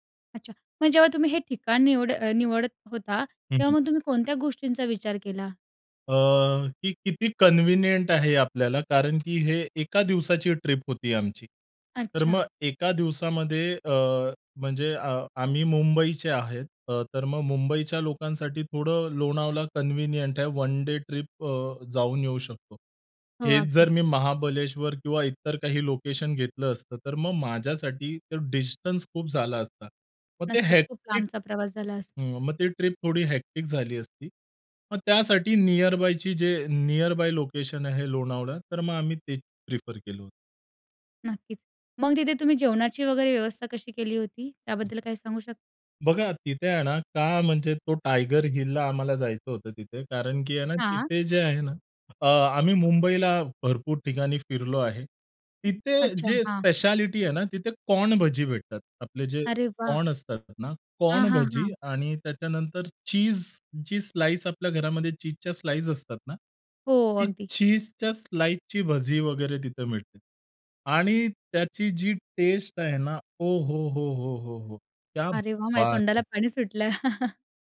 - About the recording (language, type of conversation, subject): Marathi, podcast, एका दिवसाच्या सहलीची योजना तुम्ही कशी आखता?
- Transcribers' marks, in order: other background noise; in English: "कन्व्हिनियंट"; tapping; in English: "कन्व्हिनियंट"; in English: "वन डे ट्रिप"; in English: "हेक्टिक"; in English: "हेक्टिक"; in Hindi: "क्या बात है!"; laugh